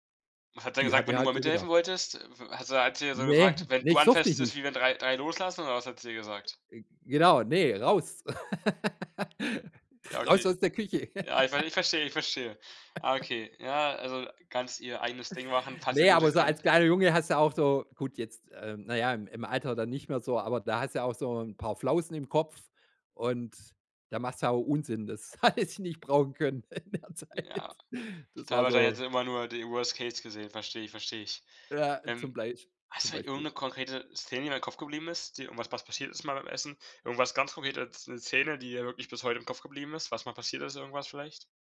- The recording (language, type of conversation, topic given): German, podcast, Erzähl doch von einer besonderen Familienmahlzeit aus deiner Kindheit.
- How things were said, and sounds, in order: other background noise; "anfasst" said as "anfässt"; laugh; laugh; laughing while speaking: "hatte ich nicht brauchen können in der Zeit"; in English: "Worst Case"